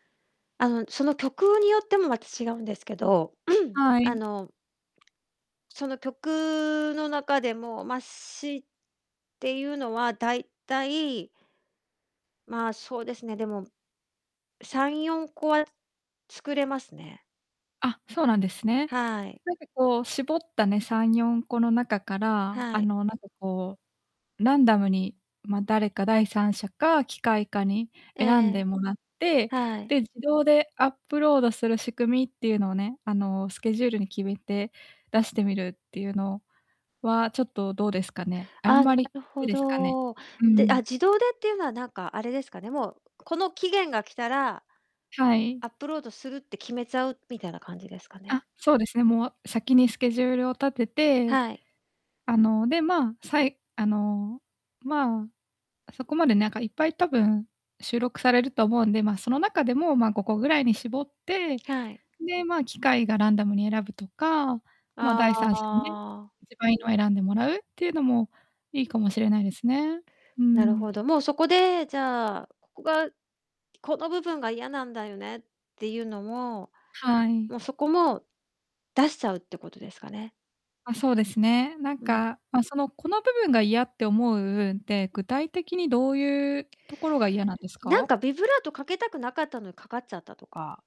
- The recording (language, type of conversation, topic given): Japanese, advice, 完璧主義のせいで製品を公開できず、いら立ってしまうのはなぜですか？
- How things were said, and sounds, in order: distorted speech; throat clearing; other background noise; unintelligible speech